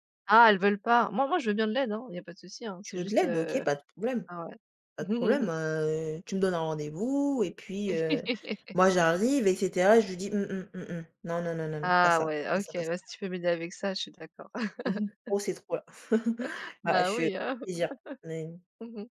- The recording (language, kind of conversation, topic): French, unstructured, Comment décrirais-tu ton style personnel ?
- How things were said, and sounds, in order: chuckle; chuckle; tapping; chuckle